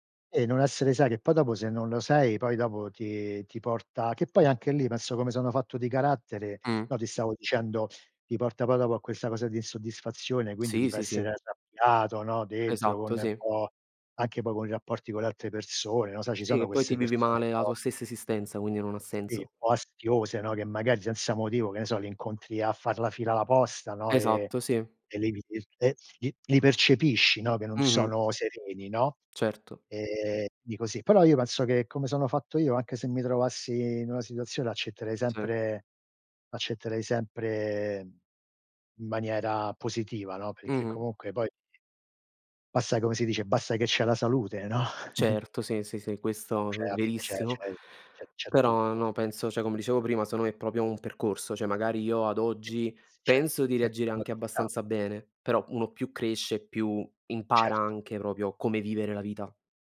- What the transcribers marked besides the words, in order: tapping; unintelligible speech; laughing while speaking: "no?"; chuckle; "cioè" said as "ceh"; "secondo" said as "seondo"; "proprio" said as "propio"; "proprio" said as "propio"
- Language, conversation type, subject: Italian, unstructured, Che cosa ti fa sentire orgoglioso di te stesso?